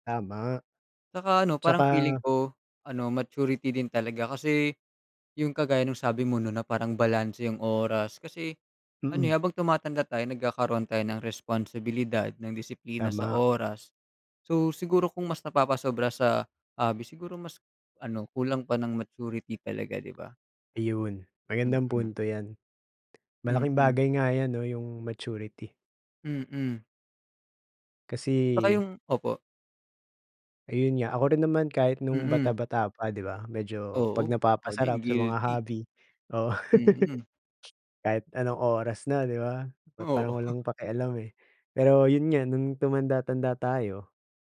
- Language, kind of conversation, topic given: Filipino, unstructured, Ano ang masasabi mo sa mga taong napapabayaan ang kanilang pamilya dahil sa libangan?
- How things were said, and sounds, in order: laugh; chuckle